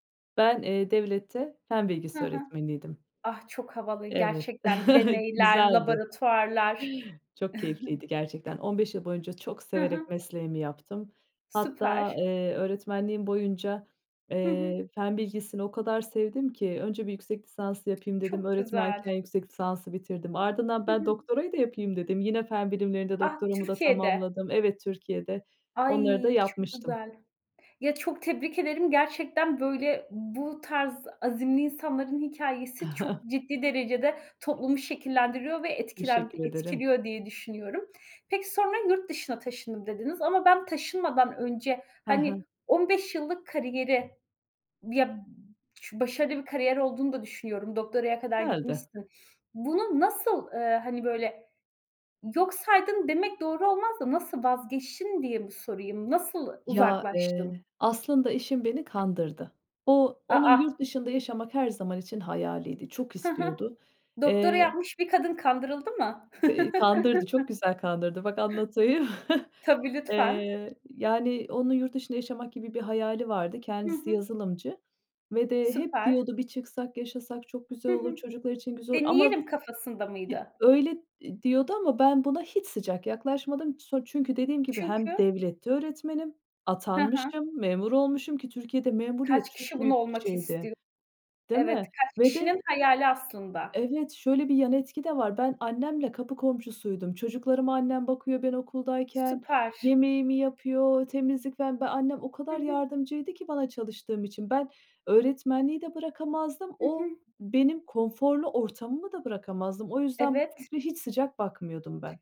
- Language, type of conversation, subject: Turkish, podcast, Çok gurur duyduğun bir anını benimle paylaşır mısın?
- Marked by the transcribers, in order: chuckle; chuckle; other background noise; chuckle; chuckle